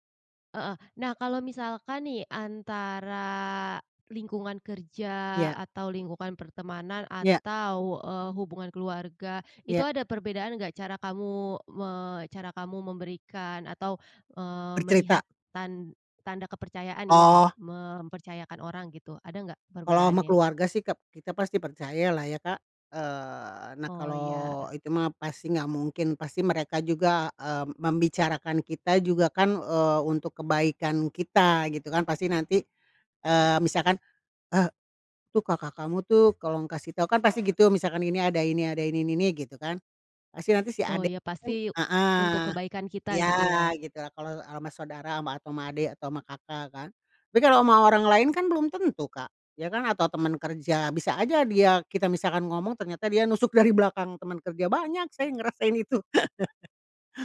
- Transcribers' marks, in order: other background noise; chuckle
- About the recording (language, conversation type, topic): Indonesian, podcast, Menurutmu, apa tanda awal kalau seseorang bisa dipercaya?